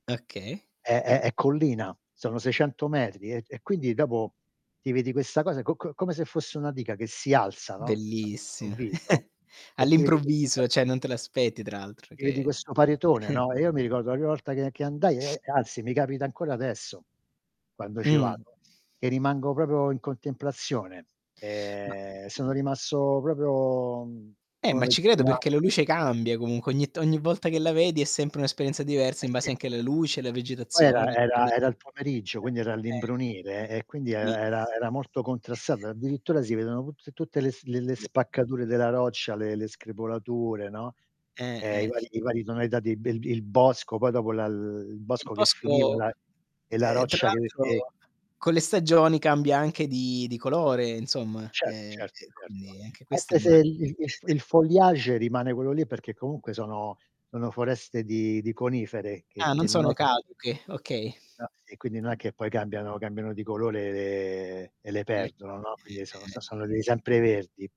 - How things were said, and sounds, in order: static; distorted speech; chuckle; unintelligible speech; chuckle; "proprio" said as "propio"; "proprio" said as "propio"; unintelligible speech; unintelligible speech; "Sì" said as "ì"; other background noise; other noise; in English: "foliage"; chuckle; unintelligible speech
- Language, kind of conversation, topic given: Italian, unstructured, Quali paesaggi naturali ti hanno ispirato a riflettere sul senso della tua esistenza?
- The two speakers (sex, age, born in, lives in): male, 40-44, Italy, Germany; male, 60-64, Italy, United States